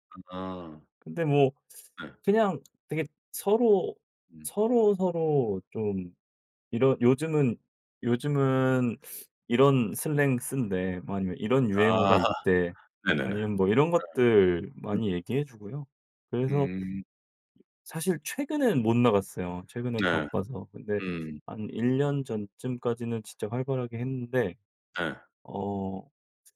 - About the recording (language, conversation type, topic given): Korean, podcast, 온라인에서 알던 사람을 실제로 처음 만났을 때 어떤 기분이었나요?
- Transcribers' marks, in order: other background noise; teeth sucking; laugh